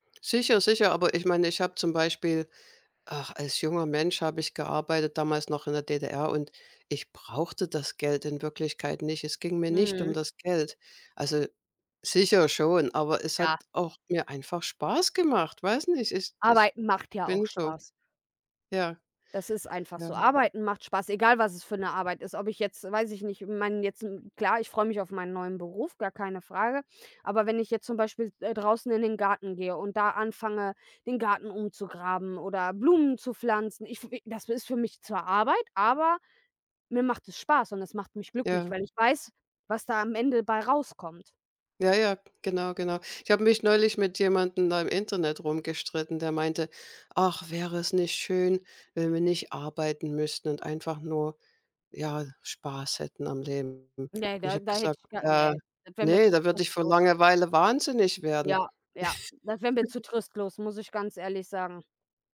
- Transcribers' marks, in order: other background noise; giggle
- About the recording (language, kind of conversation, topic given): German, unstructured, Was macht dich wirklich glücklich?